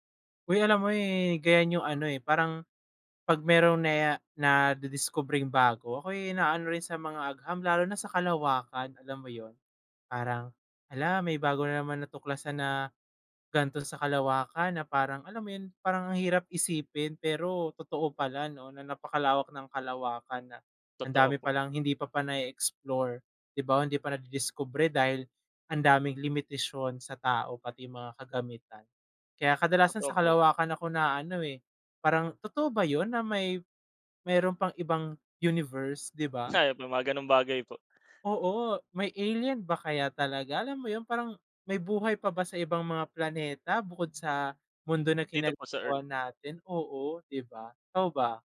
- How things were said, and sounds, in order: unintelligible speech
- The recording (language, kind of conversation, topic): Filipino, unstructured, Anu-ano ang mga tuklas sa agham na nagpapasaya sa iyo?